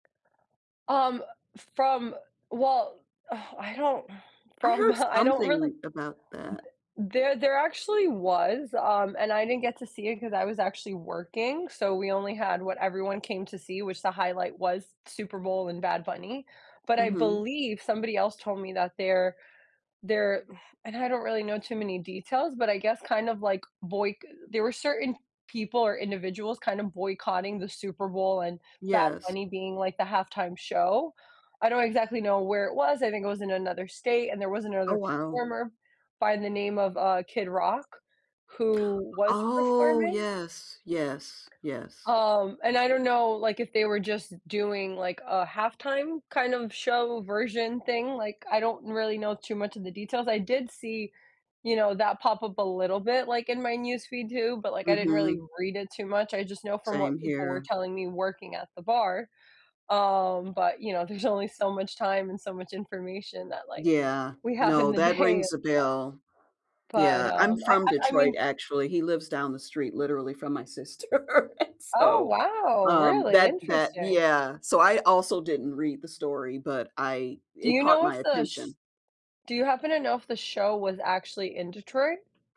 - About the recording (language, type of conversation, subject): English, unstructured, What recent news story has caught your attention the most?
- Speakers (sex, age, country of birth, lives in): female, 35-39, United States, United States; female, 60-64, United States, United States
- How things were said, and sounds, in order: exhale; laughing while speaking: "uh"; gasp; other background noise; laughing while speaking: "we have in the day"; laugh; surprised: "Oh, wow, really? Interesting"; laughing while speaking: "and so"; tapping